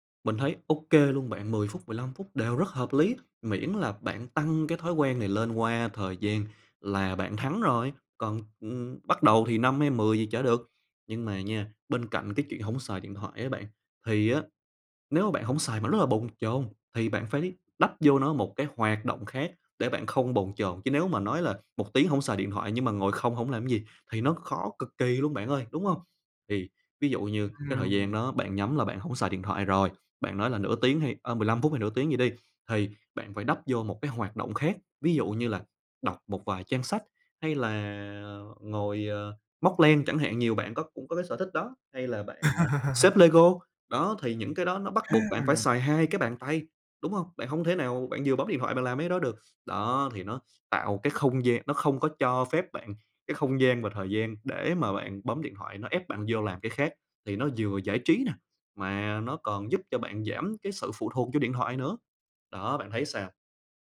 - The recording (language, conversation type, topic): Vietnamese, advice, Làm sao để tập trung khi liên tục nhận thông báo từ điện thoại và email?
- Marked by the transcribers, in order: tapping; other background noise; laugh